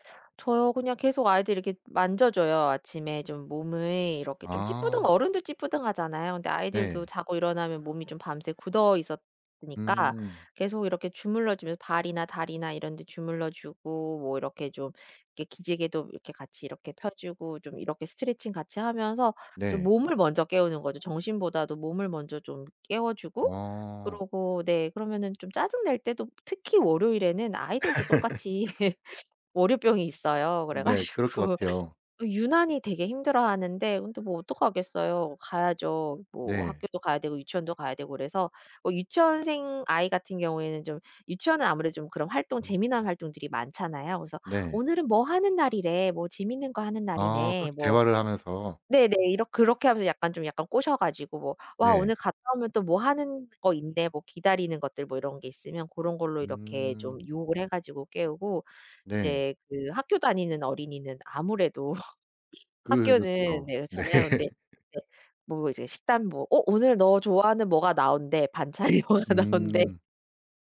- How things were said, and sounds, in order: background speech; tapping; laugh; laughing while speaking: "그래 가지고"; other background noise; laugh; laughing while speaking: "네"; laugh; laughing while speaking: "반찬이 뭐가 나온대"
- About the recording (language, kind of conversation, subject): Korean, podcast, 아침 일과는 보통 어떻게 되세요?